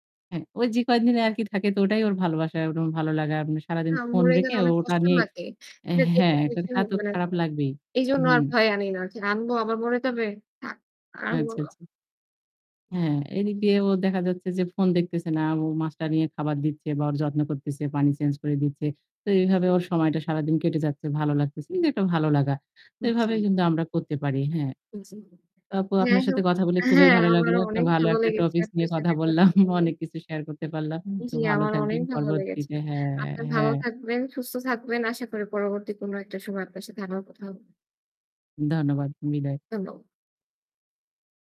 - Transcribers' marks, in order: static; distorted speech; unintelligible speech; "করতেছে" said as "করতিছে"; other background noise; chuckle; unintelligible speech
- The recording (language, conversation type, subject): Bengali, unstructured, আপনি কি বিশ্বাস করেন যে প্রাণীর সঙ্গে মানুষের বন্ধুত্ব সত্যিকারের হয়?